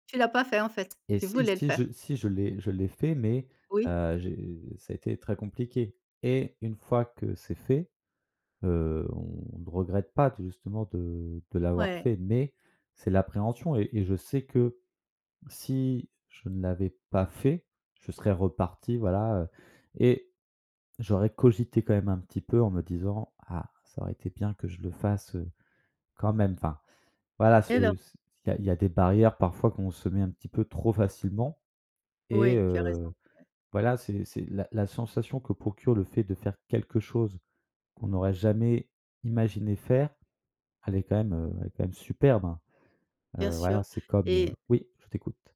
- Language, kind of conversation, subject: French, podcast, Tu préfères regretter d’avoir fait quelque chose ou de ne pas l’avoir fait ?
- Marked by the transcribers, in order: none